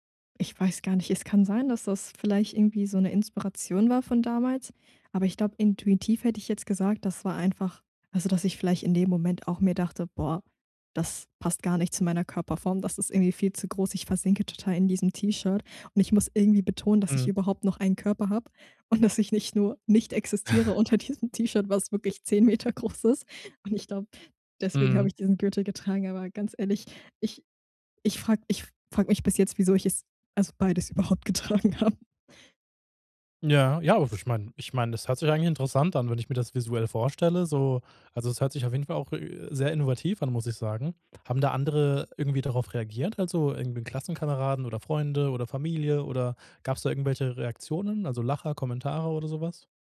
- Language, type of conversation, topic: German, podcast, Was war dein peinlichster Modefehltritt, und was hast du daraus gelernt?
- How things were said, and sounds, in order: chuckle; laughing while speaking: "unter diesem T-Shirt, was wirklich zehn Meter"; laughing while speaking: "getragen habe"